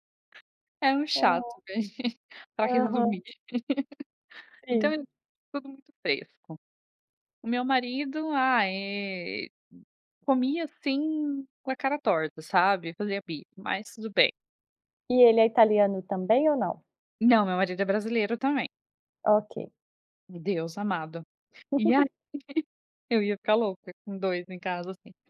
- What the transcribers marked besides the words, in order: laugh; laugh
- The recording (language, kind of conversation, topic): Portuguese, podcast, Que dicas você dá para reduzir o desperdício de comida?